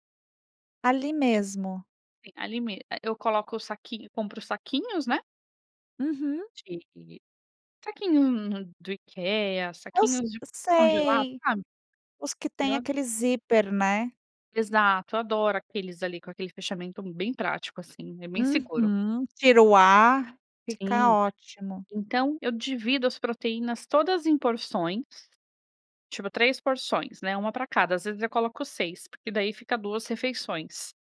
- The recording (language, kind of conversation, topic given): Portuguese, podcast, Como reduzir o desperdício de comida no dia a dia?
- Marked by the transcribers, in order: other noise; tapping